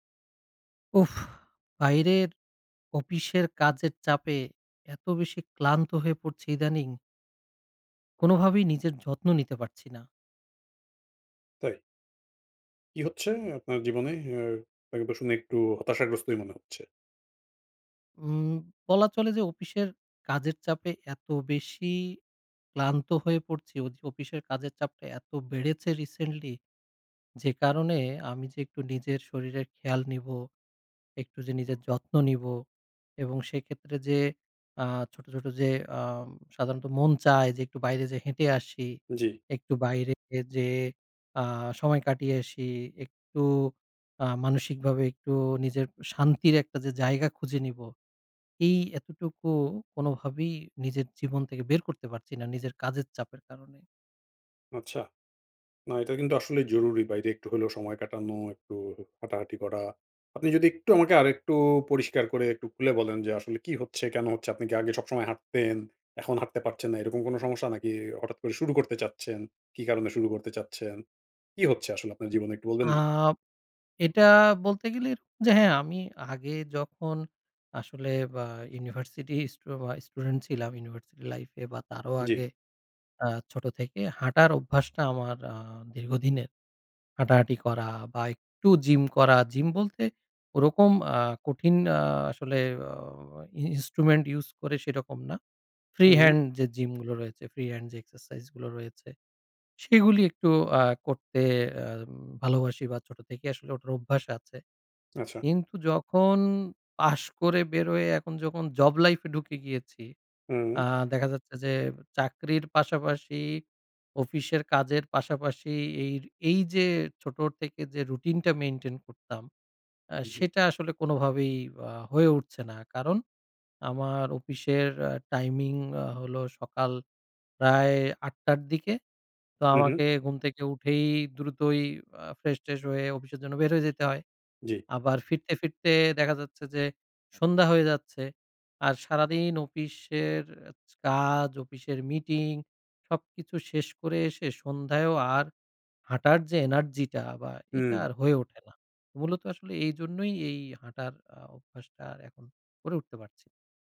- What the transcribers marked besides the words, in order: exhale; "অফিসের" said as "অপিশের"; "অফিসের" said as "অপিশের"; "অফিসের" said as "অপিশের"; "রিসেন্টলি" said as "রিসেনলি"; tapping; in English: "ইন্সট্রুমেন্ট"; "অফিসের" said as "অপিশের"; "অফিসের" said as "অপিশের"; "অফিসের" said as "অপিশের"
- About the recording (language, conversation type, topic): Bengali, advice, নিয়মিত হাঁটা বা বাইরে সময় কাটানোর কোনো রুটিন কেন নেই?